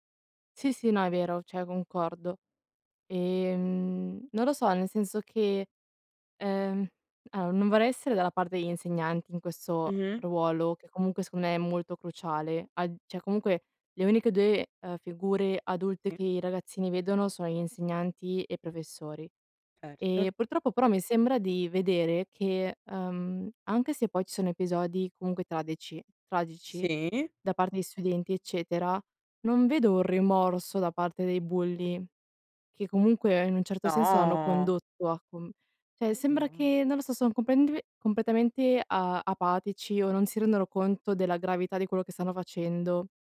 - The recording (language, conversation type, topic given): Italian, unstructured, Come si può combattere il bullismo nelle scuole?
- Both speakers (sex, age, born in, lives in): female, 20-24, Italy, Italy; female, 60-64, Italy, Italy
- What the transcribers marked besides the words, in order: "cioè" said as "ceh"; "allora" said as "aor"; "cioè" said as "ceh"; "cioè" said as "ceh"